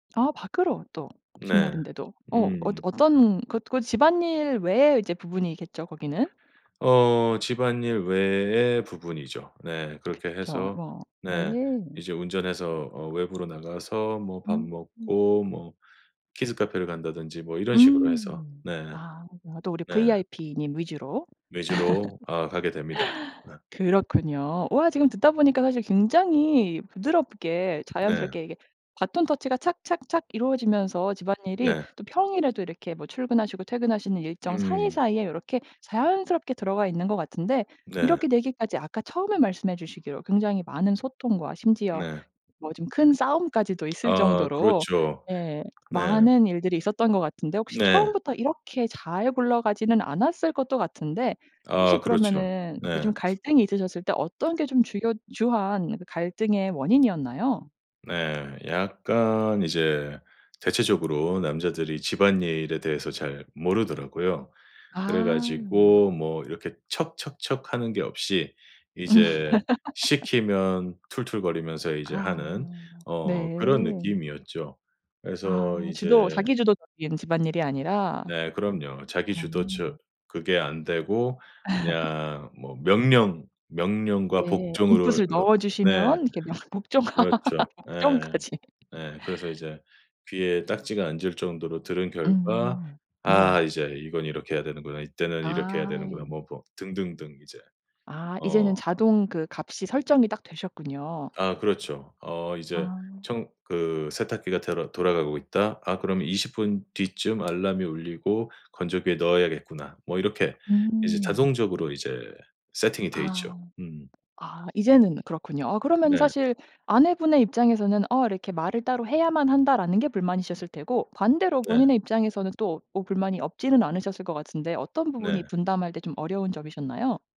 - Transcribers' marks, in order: tapping; other background noise; laugh; "배턴" said as "바턴"; other noise; laugh; laugh; in English: "인풋을"; laugh; laughing while speaking: "복종까지"
- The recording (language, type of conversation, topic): Korean, podcast, 맞벌이 부부는 집안일을 어떻게 조율하나요?